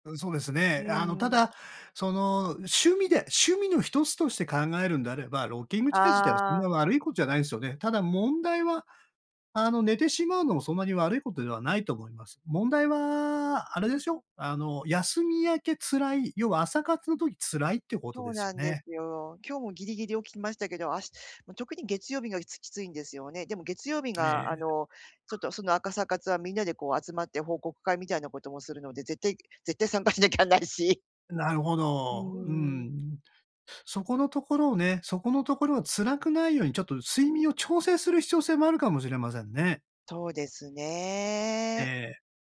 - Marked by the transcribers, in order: in English: "ロッキングチェア"; other background noise; "朝活" said as "あかさかつ"; laughing while speaking: "参加しなきゃないし"
- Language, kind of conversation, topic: Japanese, advice, 休みの日にだらけてしまい週明けがつらい
- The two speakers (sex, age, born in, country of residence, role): female, 50-54, Japan, Japan, user; male, 60-64, Japan, Japan, advisor